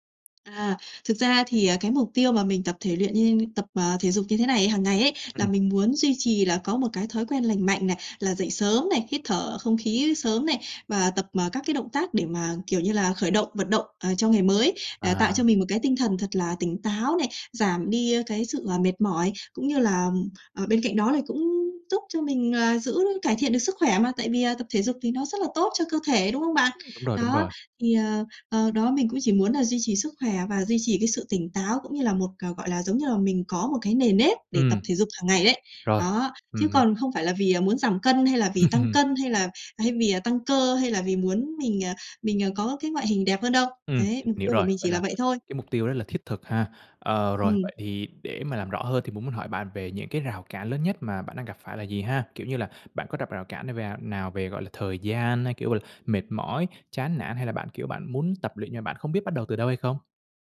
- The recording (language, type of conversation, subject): Vietnamese, advice, Làm sao để có động lực bắt đầu tập thể dục hằng ngày?
- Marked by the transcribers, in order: tapping; chuckle; other background noise